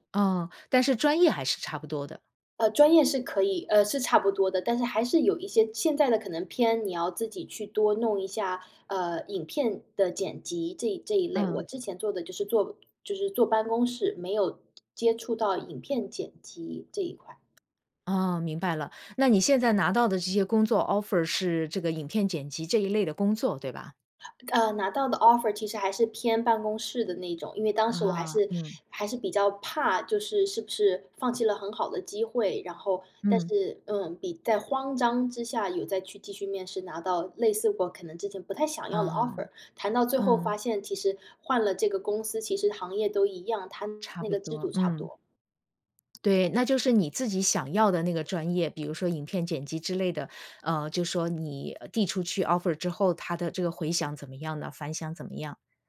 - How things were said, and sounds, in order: tapping; in English: "offer"; in English: "offer"; in English: "offer"; in English: "offer"
- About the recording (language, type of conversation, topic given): Chinese, advice, 在重大的决定上，我该听从别人的建议还是相信自己的内心声音？